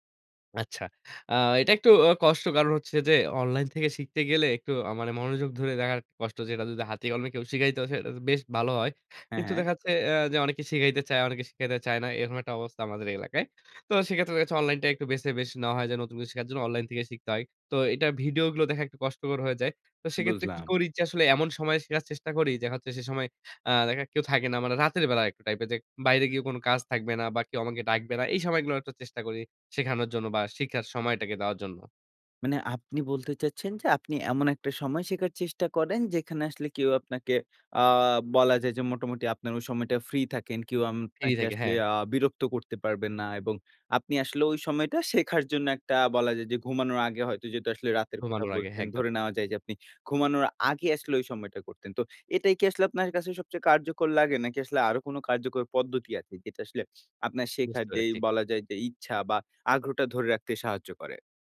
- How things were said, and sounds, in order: none
- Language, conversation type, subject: Bengali, podcast, নতুন কিছু শেখা শুরু করার ধাপগুলো কীভাবে ঠিক করেন?